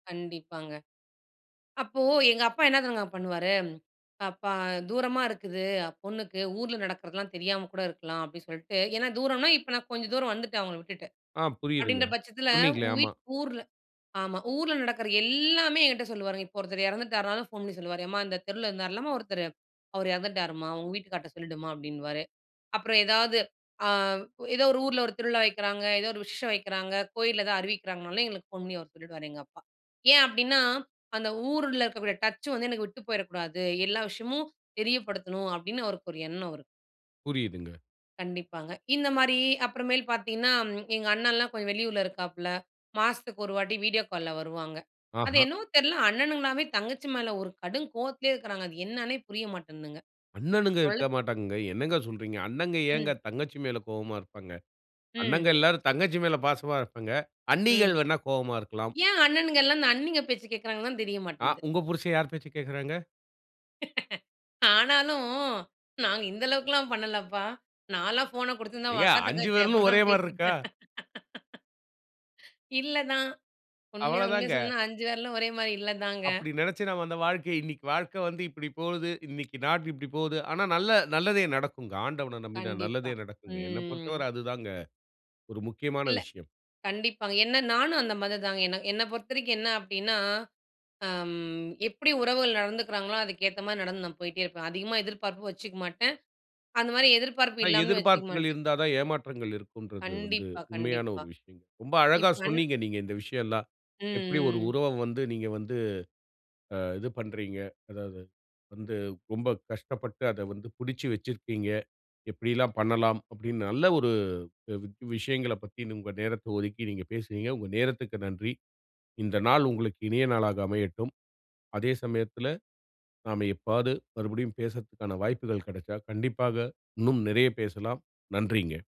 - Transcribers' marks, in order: in English: "டச்"; laughing while speaking: "ஆனாலும், நாங்க இந்த அளவுக்கெல்லாம் பண்ணலப்பா! … ஒரேமாரி இல்ல தாங்க"; laughing while speaking: "ஏங்க அஞ்சு விரலும் ஒரேமாரி இருக்கா?"; other background noise; drawn out: "ம்"
- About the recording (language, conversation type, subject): Tamil, podcast, தொலைவில் இருக்கும் உறவுகளை நீண்டநாள்கள் எப்படிப் பராமரிக்கிறீர்கள்?